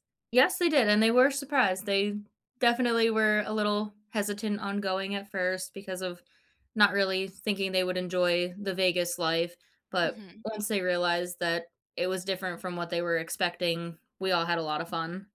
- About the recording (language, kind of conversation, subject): English, unstructured, How do you convince friends or family to join you on a risky trip?
- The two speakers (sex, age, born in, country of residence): female, 25-29, United States, United States; female, 40-44, United States, United States
- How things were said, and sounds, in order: none